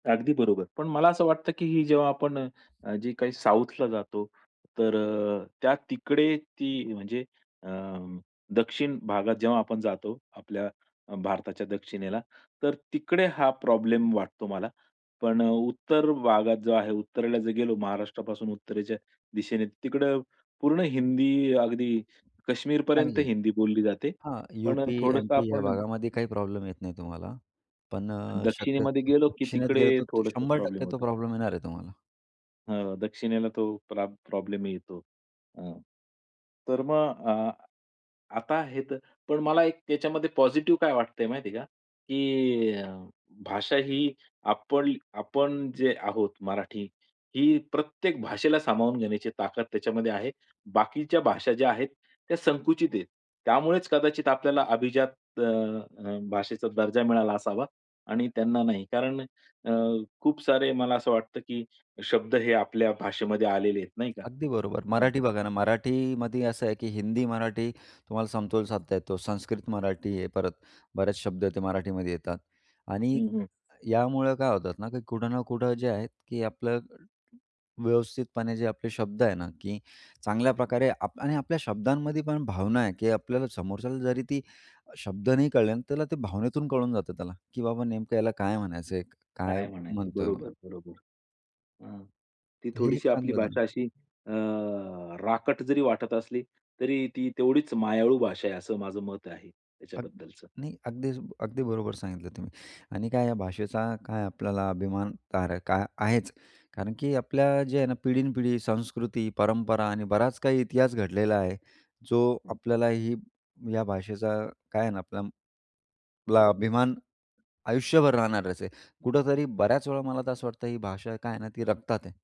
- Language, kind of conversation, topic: Marathi, podcast, तुम्हाला कधी असं वाटलं आहे का की आपली भाषा हरवत चालली आहे?
- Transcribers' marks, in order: other background noise; tapping; stressed: "राकट"; unintelligible speech